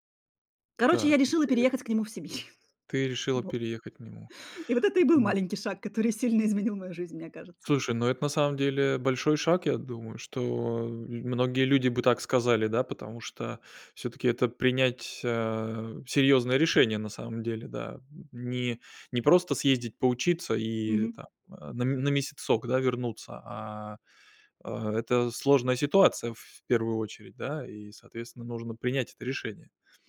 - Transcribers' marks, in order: other background noise; laughing while speaking: "Сибирь"
- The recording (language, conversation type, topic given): Russian, podcast, Какой маленький шаг изменил твою жизнь?